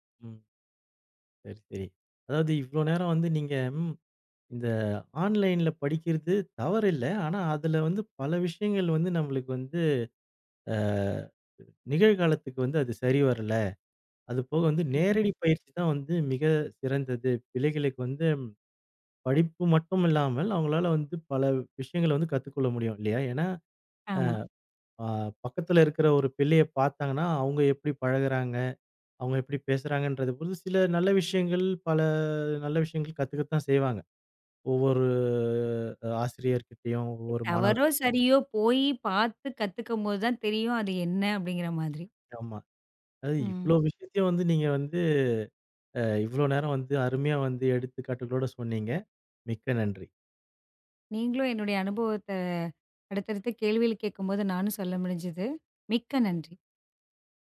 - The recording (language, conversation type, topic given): Tamil, podcast, நீங்கள் இணைய வழிப் பாடங்களையா அல்லது நேரடி வகுப்புகளையா அதிகம் விரும்புகிறீர்கள்?
- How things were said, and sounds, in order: in English: "ஆன்லைன்ல"; drawn out: "ஒவ்வொரு"; other noise